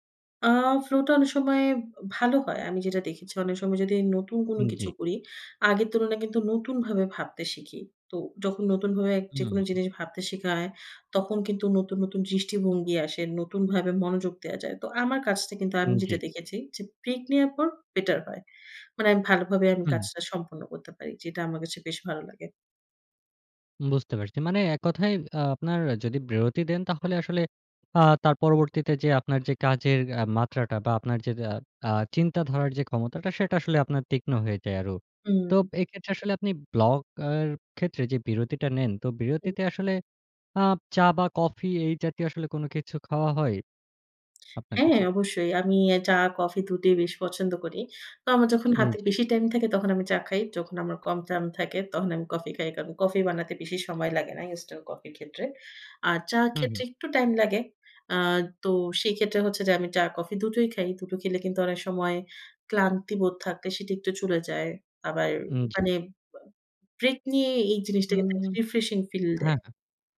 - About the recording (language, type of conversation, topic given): Bengali, podcast, কখনো সৃজনশীলতার জড়তা কাটাতে আপনি কী করেন?
- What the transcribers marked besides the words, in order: other background noise; "টাইম" said as "টাম"; tapping; in English: "রিফ্রেশিং ফিল"